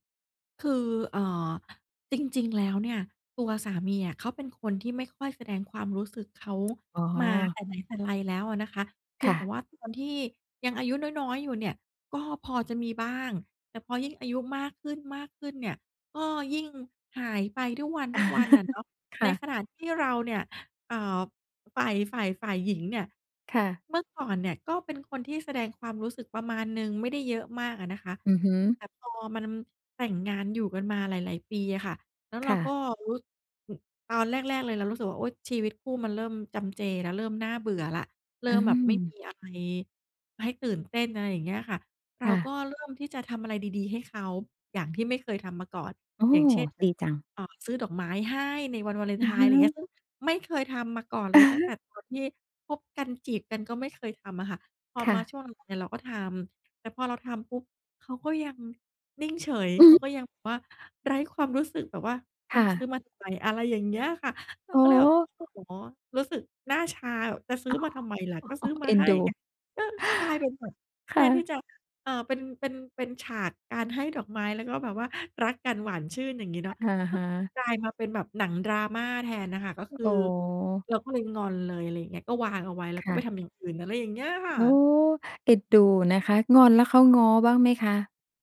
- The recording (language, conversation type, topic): Thai, advice, ฉันควรรักษาสมดุลระหว่างความเป็นตัวเองกับคนรักอย่างไรเพื่อให้ความสัมพันธ์มั่นคง?
- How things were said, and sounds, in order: unintelligible speech; other background noise; chuckle